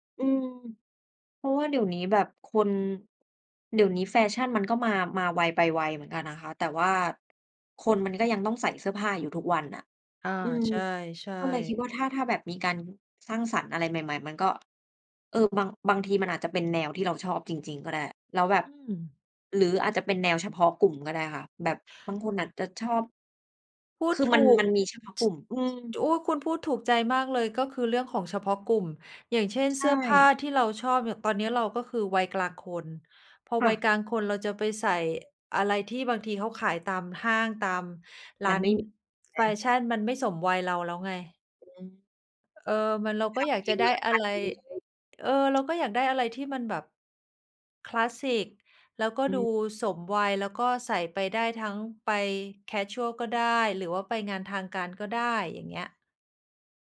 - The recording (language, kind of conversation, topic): Thai, unstructured, คุณเริ่มต้นฝึกทักษะใหม่ ๆ อย่างไรเมื่อไม่มีประสบการณ์?
- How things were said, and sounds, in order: none